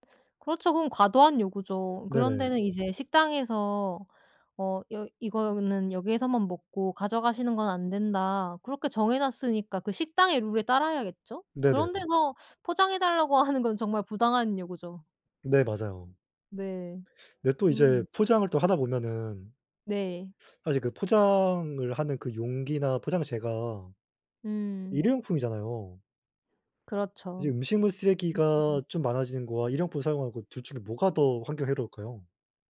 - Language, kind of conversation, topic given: Korean, unstructured, 식당에서 남긴 음식을 가져가는 게 왜 논란이 될까?
- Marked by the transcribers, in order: teeth sucking